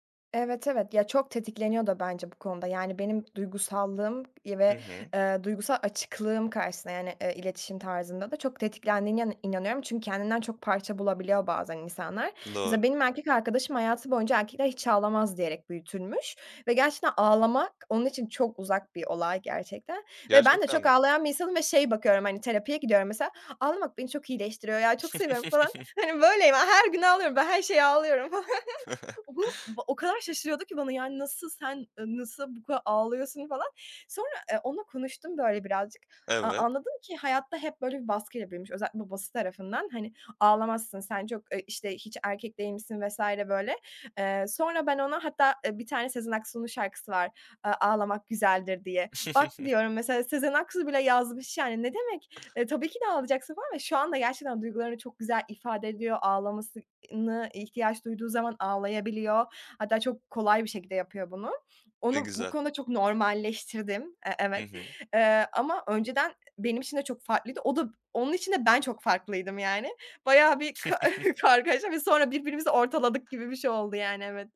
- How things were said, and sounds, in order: chuckle; laughing while speaking: "çok seviyorum, falan. Hani, böyleyim … şeye ağlıyorum falan"; chuckle; tapping; chuckle; other background noise; sniff; chuckle; laughing while speaking: "ka kargaşa"
- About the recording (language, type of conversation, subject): Turkish, podcast, Birine içtenlikle nasıl özür dilersin?